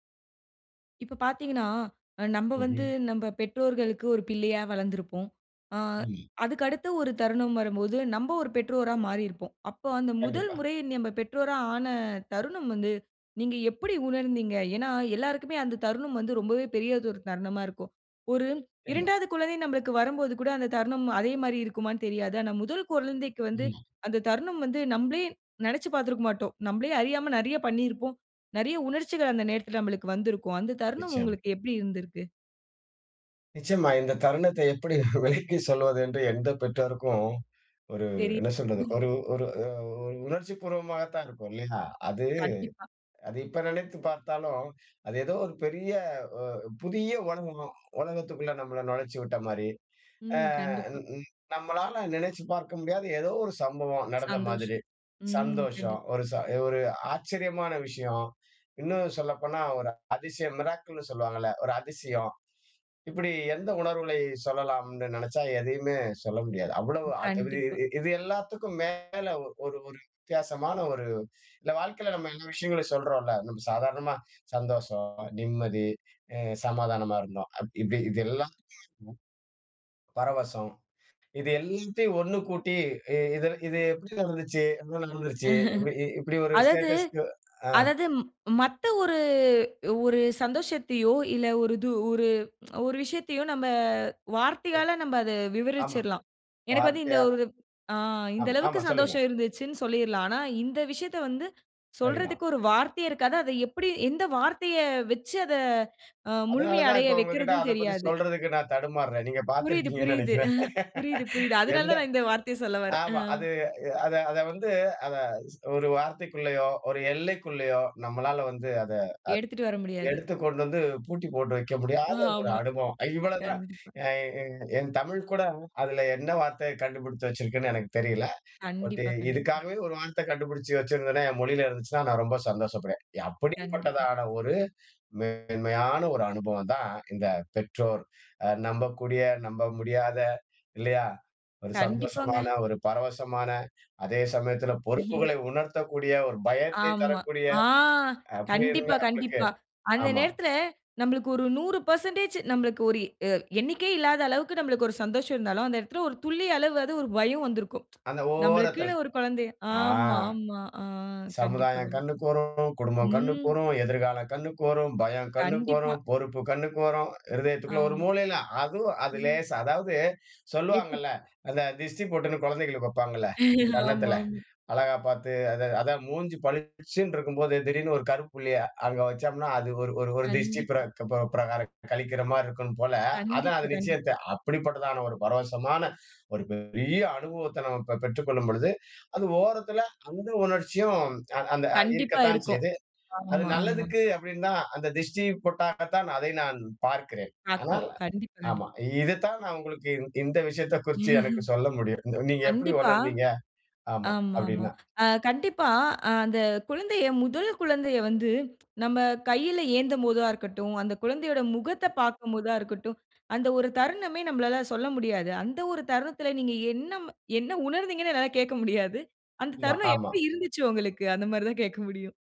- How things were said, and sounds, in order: chuckle; chuckle; joyful: "ஒரு உணர்ச்சி பூர்வமாகத்தான் இருக்கும். இல்லையா? … ஒரு ஸ்டேட்டஸ்‌க்கு ஆ"; in English: "மிராக்கிள்"; tapping; unintelligible speech; laugh; tsk; chuckle; laugh; chuckle; other noise; tsk; drawn out: "ம்"; chuckle; chuckle; chuckle
- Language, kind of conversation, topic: Tamil, podcast, முதல்முறை பெற்றோராக மாறிய போது நீங்கள் என்ன உணர்ந்தீர்கள்?